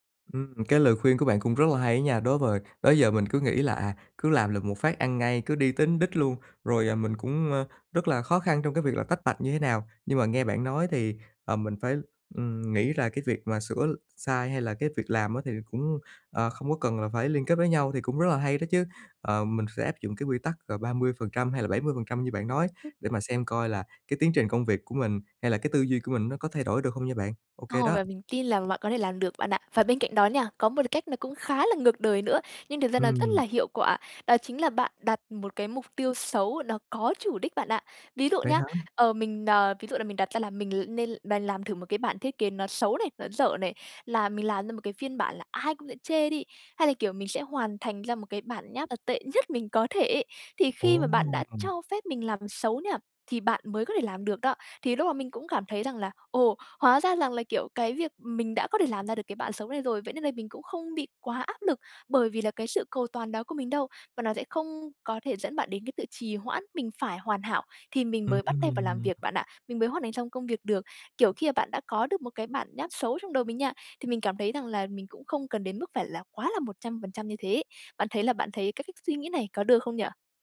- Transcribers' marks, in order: tapping; other noise; other background noise
- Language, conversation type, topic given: Vietnamese, advice, Làm thế nào để vượt qua cầu toàn gây trì hoãn và bắt đầu công việc?